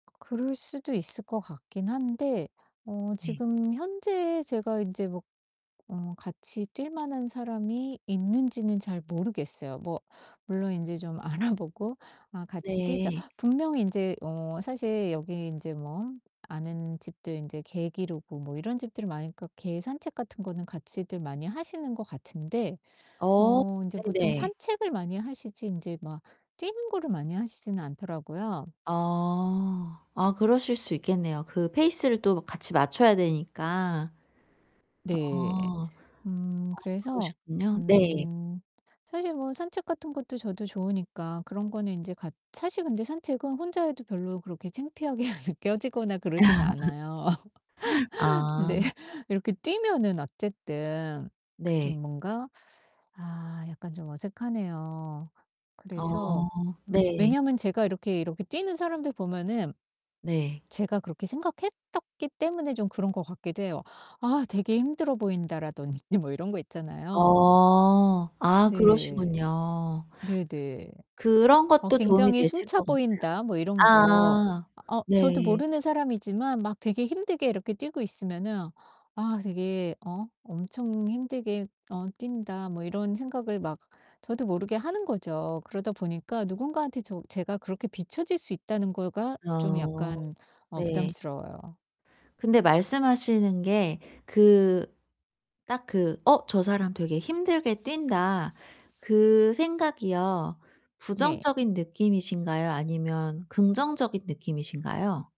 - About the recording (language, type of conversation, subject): Korean, advice, 사람들의 시선이 두려워서 운동을 시작하기 어려울 때 어떻게 시작하면 좋을까요?
- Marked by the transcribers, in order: distorted speech; laughing while speaking: "알아보고"; laughing while speaking: "창피하게"; laugh; laughing while speaking: "근데"; teeth sucking; "생각했었기" said as "생각했떴기"; laughing while speaking: "라든지"; tapping; static